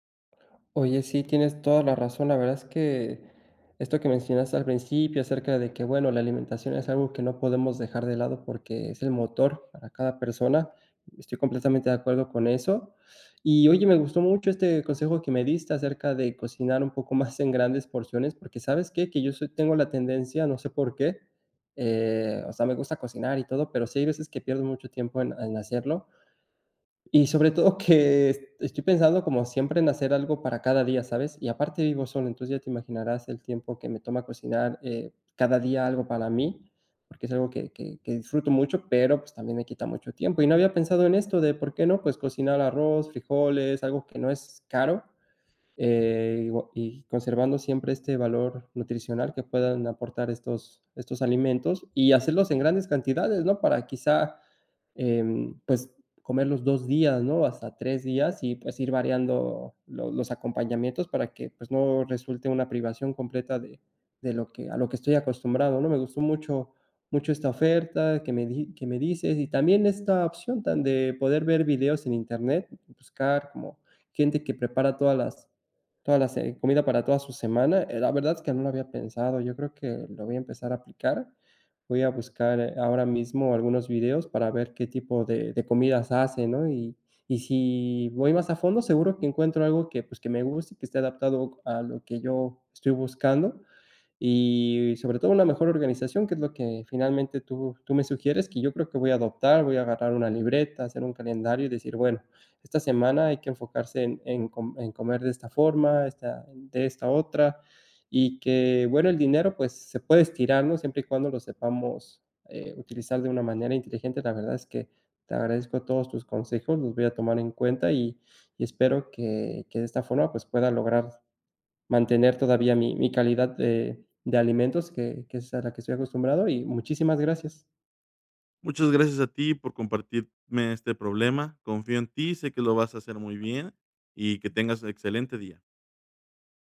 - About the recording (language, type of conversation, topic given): Spanish, advice, ¿Cómo puedo comer más saludable con un presupuesto limitado?
- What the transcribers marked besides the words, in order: laughing while speaking: "más"; chuckle; other background noise